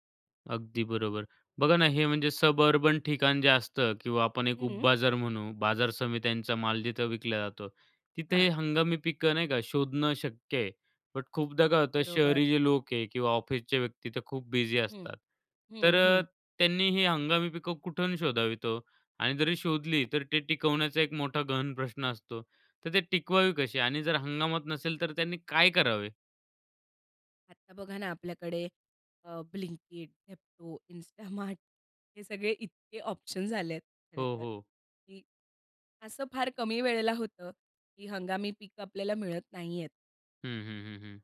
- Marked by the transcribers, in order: in English: "सबअर्बन"; laughing while speaking: "इन्स्टामार्ट"; in English: "ऑप्शन्स"
- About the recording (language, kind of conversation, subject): Marathi, podcast, हंगामी पिकं खाल्ल्याने तुम्हाला कोणते फायदे मिळतात?